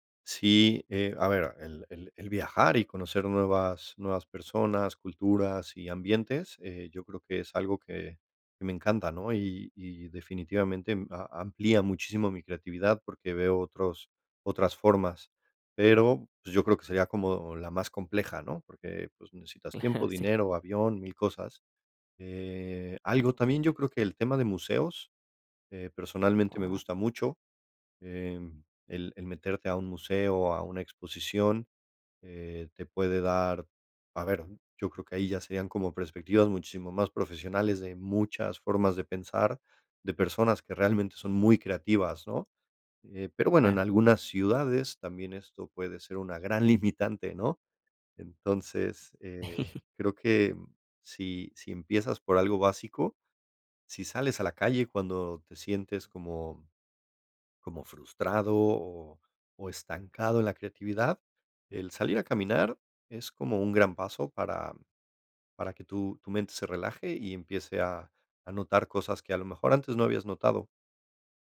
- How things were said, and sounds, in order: chuckle; chuckle
- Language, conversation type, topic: Spanish, podcast, ¿Qué rutinas te ayudan a ser más creativo?